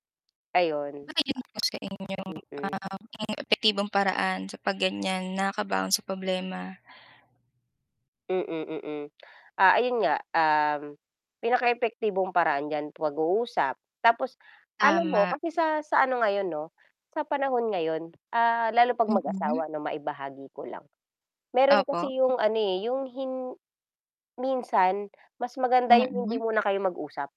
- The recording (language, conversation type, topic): Filipino, unstructured, Paano mo hinaharap ang mga hamon sa buhay, ano ang natututuhan mo mula sa iyong mga pagkakamali, at paano mo pinananatili ang positibong pananaw?
- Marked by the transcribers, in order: static; distorted speech; other background noise